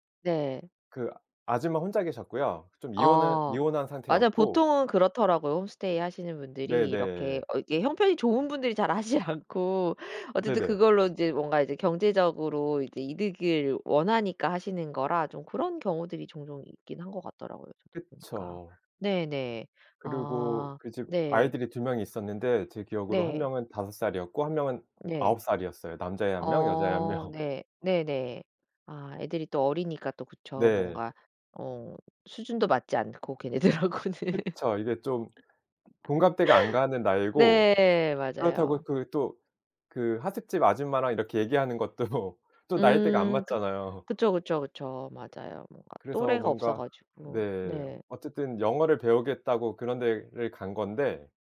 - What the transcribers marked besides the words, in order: other background noise; laughing while speaking: "하지"; laughing while speaking: "명"; laughing while speaking: "걔네들하고는"; laugh; laughing while speaking: "것도"
- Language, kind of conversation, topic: Korean, podcast, 첫 혼자 여행은 어땠어요?